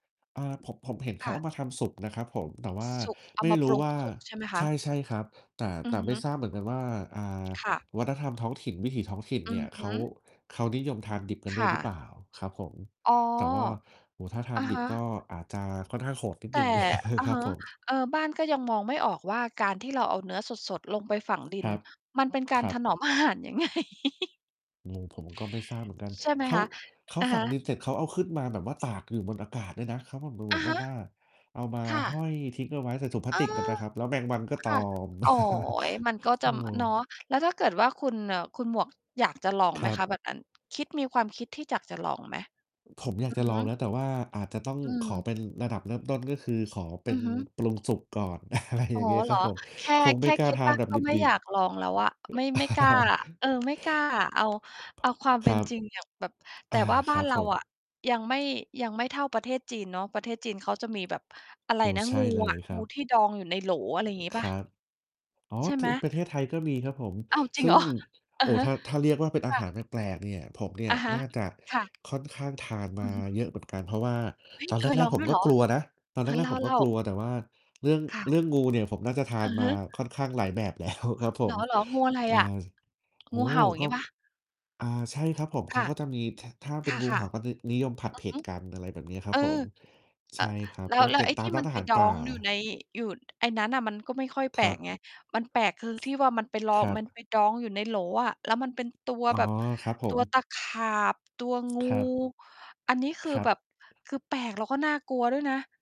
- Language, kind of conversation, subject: Thai, unstructured, คุณคิดว่าอาหารแปลก ๆ แบบไหนที่น่าลองแต่ก็น่ากลัว?
- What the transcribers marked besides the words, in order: distorted speech; chuckle; mechanical hum; laughing while speaking: "ไง"; chuckle; chuckle; laughing while speaking: "อะไร"; chuckle; other background noise; unintelligible speech; "ที่" said as "ทึ"; laughing while speaking: "เหรอ ?"; laughing while speaking: "แล้ว"